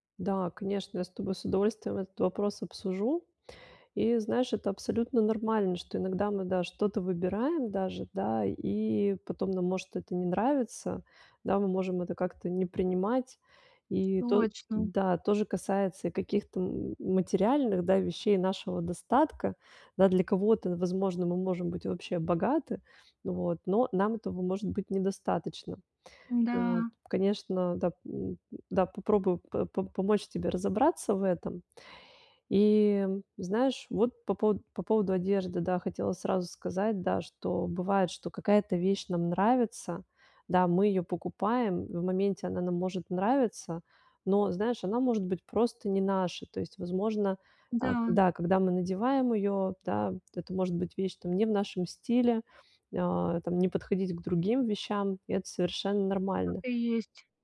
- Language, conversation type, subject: Russian, advice, Как принять то, что у меня уже есть, и быть этим довольным?
- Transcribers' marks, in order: tapping